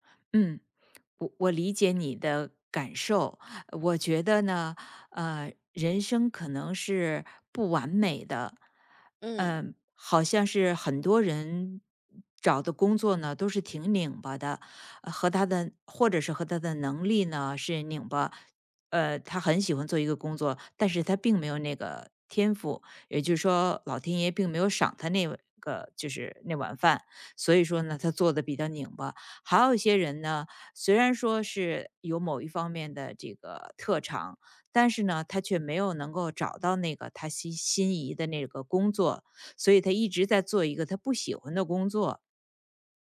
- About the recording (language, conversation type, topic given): Chinese, advice, 我怎样才能把更多时间投入到更有意义的事情上？
- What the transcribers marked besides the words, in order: none